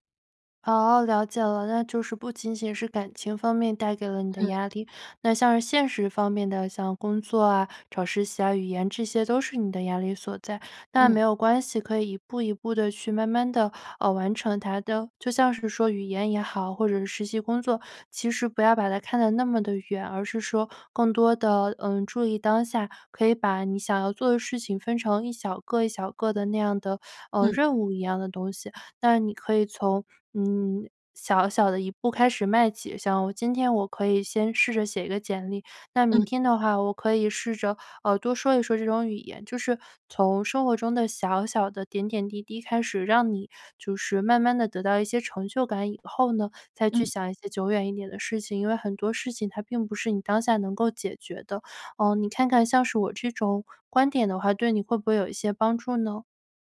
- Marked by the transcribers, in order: none
- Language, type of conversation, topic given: Chinese, advice, 你能描述一下最近持续出现、却说不清原因的焦虑感吗？